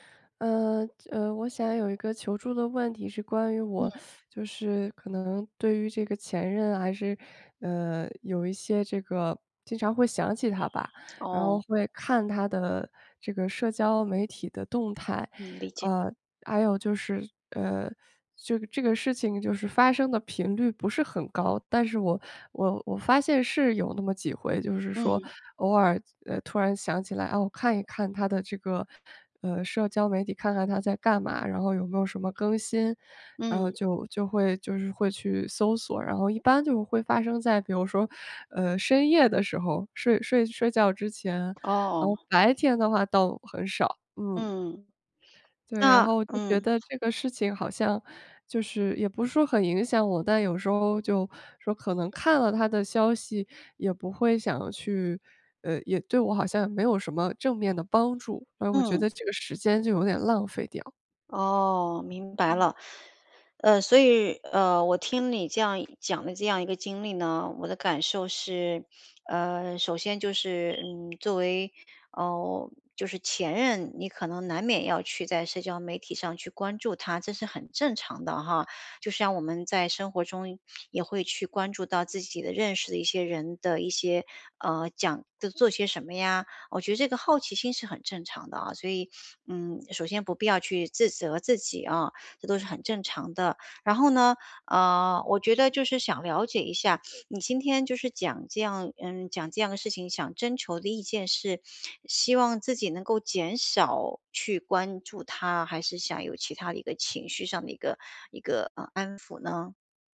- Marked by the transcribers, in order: other background noise; sniff; whistle; lip smack; sniff; sniff; sniff
- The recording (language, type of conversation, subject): Chinese, advice, 我为什么总是忍不住去看前任的社交媒体动态？